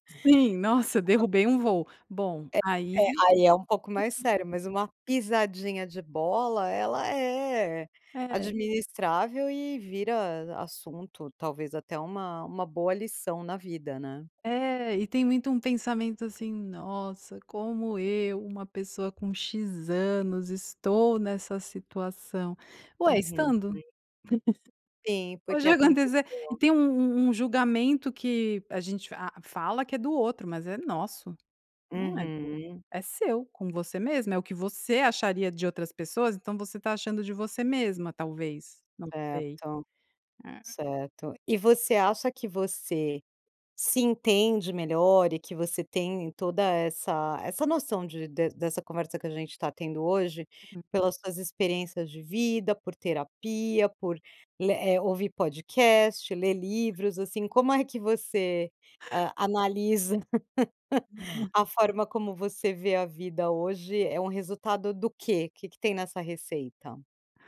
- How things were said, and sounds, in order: unintelligible speech; unintelligible speech; laugh; laugh
- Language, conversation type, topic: Portuguese, podcast, Como você lida com dúvidas sobre quem você é?